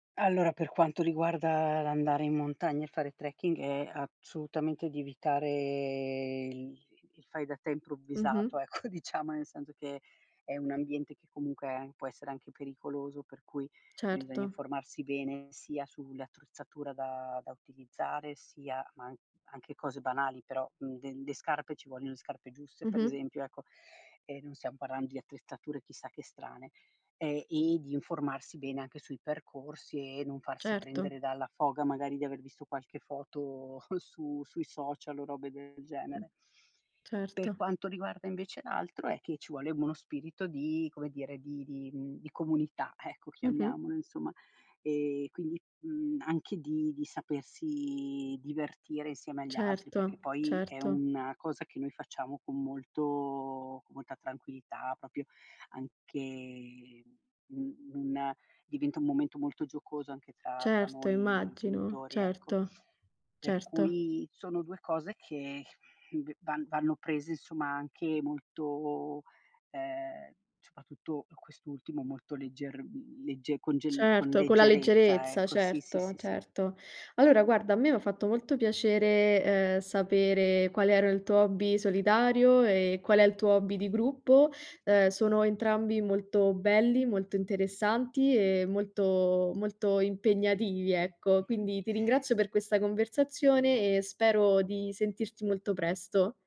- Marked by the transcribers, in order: other background noise; tapping; "sull'attrezzatura" said as "attruzzatura"; scoff; other noise; "proprio" said as "propio"; chuckle
- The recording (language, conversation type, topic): Italian, podcast, Preferisci hobby solitari o di gruppo, e perché?